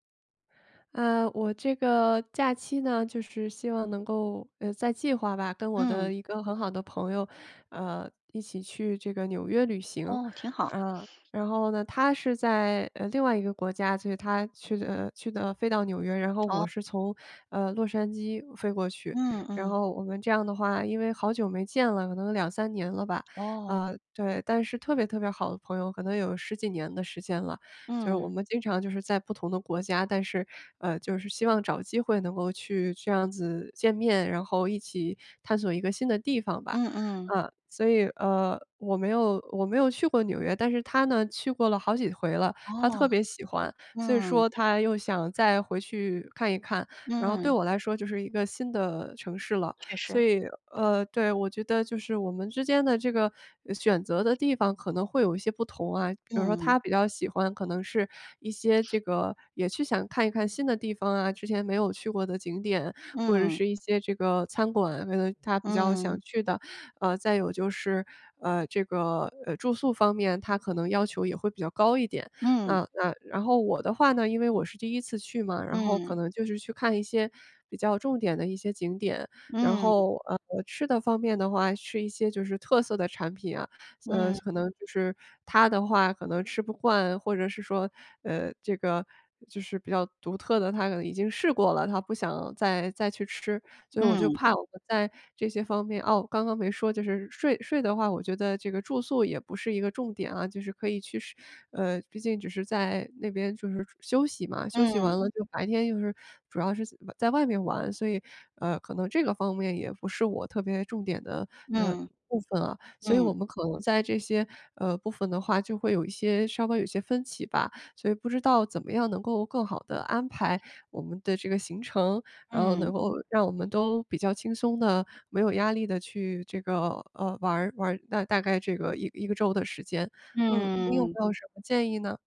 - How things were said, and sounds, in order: other background noise
- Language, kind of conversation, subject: Chinese, advice, 旅行时如何减轻压力并更放松？